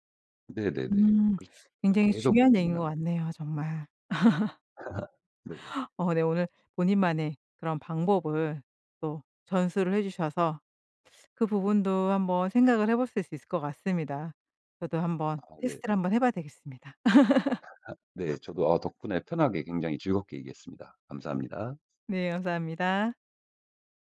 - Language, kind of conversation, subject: Korean, podcast, 효과적으로 복습하는 방법은 무엇인가요?
- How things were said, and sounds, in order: laugh; laugh; other background noise